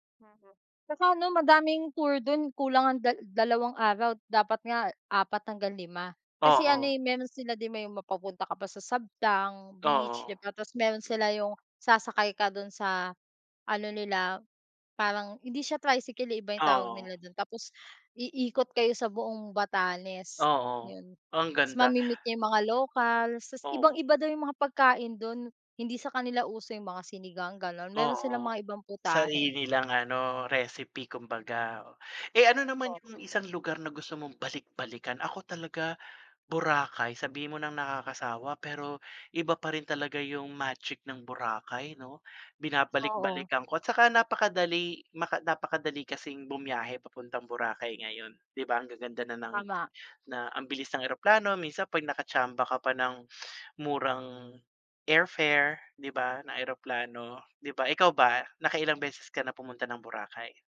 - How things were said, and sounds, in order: none
- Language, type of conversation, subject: Filipino, unstructured, Saan ang pinakamasayang lugar na napuntahan mo?